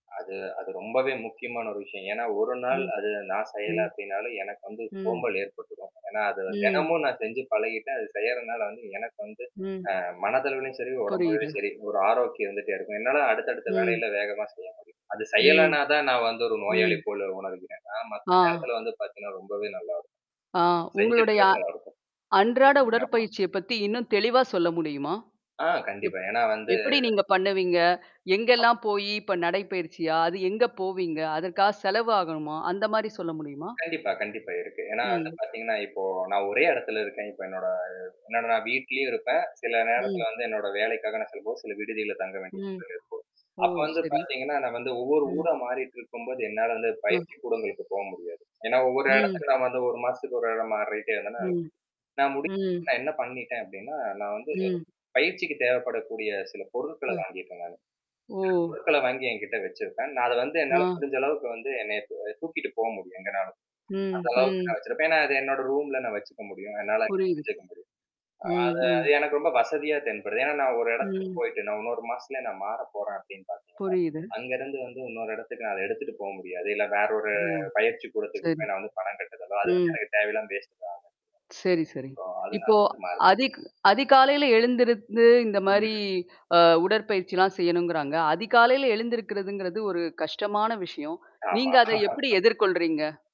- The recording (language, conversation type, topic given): Tamil, podcast, குடும்பத்துடன் ஆரோக்கிய பழக்கங்களை நீங்கள் எப்படிப் வளர்க்கிறீர்கள்?
- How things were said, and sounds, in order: static; other background noise; other noise; unintelligible speech; distorted speech; mechanical hum; unintelligible speech; laughing while speaking: "ஆமா"